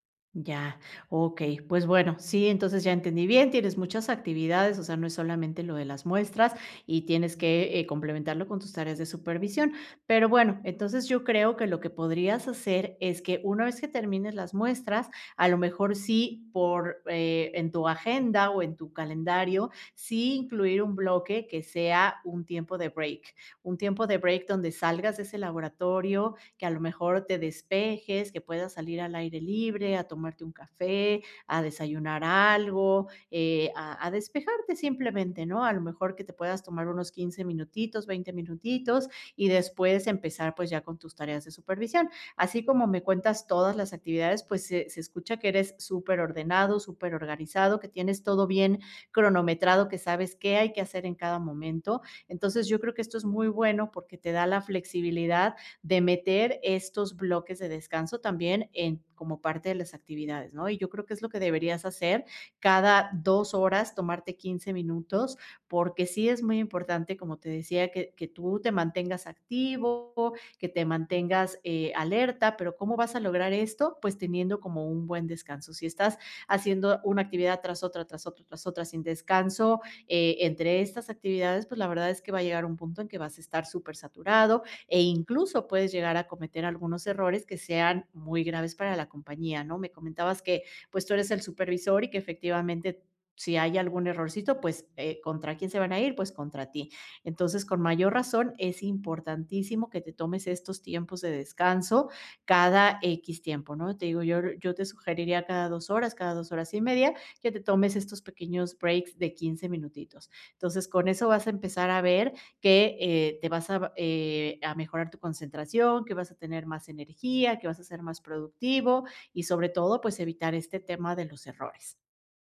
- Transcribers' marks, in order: none
- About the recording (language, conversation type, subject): Spanish, advice, ¿Cómo puedo organizar bloques de trabajo y descansos para mantenerme concentrado todo el día?